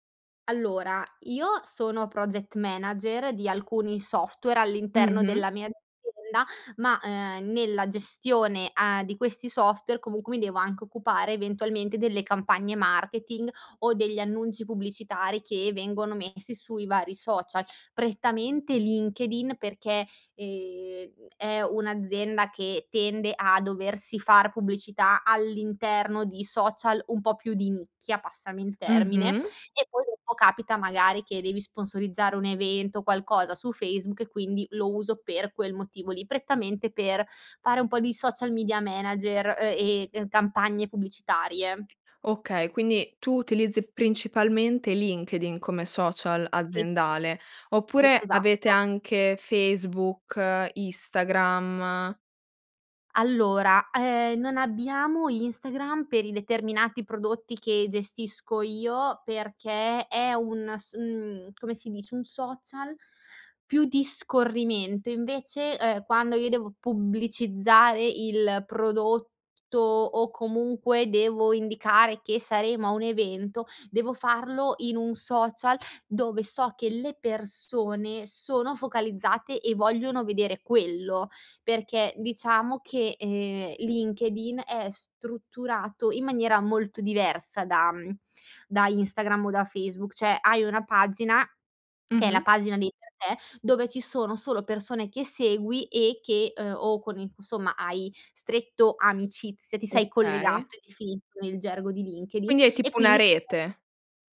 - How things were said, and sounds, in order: other background noise; tapping; "Cioè" said as "ceh"; unintelligible speech
- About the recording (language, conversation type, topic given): Italian, podcast, Come gestisci i limiti nella comunicazione digitale, tra messaggi e social media?